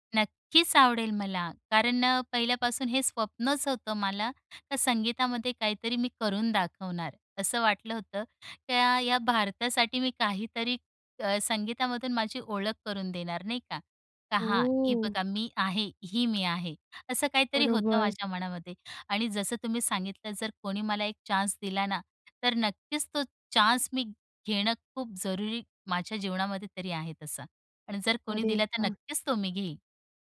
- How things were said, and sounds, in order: other background noise; in English: "चान्स"; tapping; in English: "चान्स"
- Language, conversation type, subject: Marathi, podcast, संगीताने तुमची ओळख कशी घडवली?